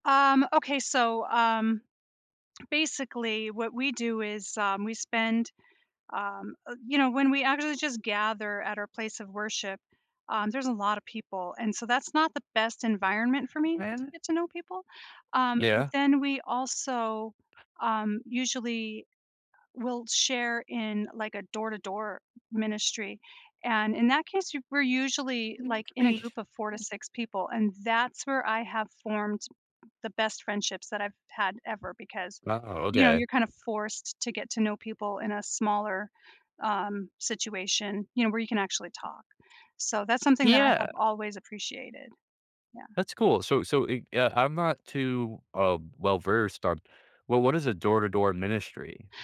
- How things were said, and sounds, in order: other background noise; unintelligible speech
- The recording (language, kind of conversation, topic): English, unstructured, What are some meaningful ways to build new friendships as your life changes?